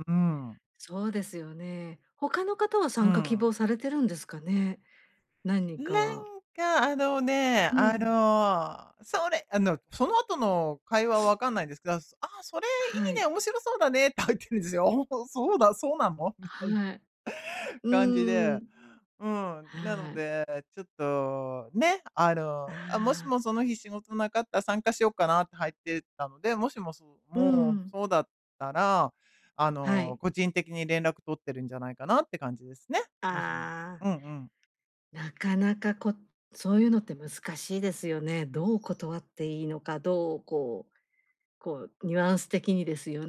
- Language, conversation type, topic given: Japanese, advice, グループのノリに馴染めないときはどうすればいいですか？
- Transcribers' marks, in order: sniff; laughing while speaking: "入ってるんですよ"; laughing while speaking: "みたいな"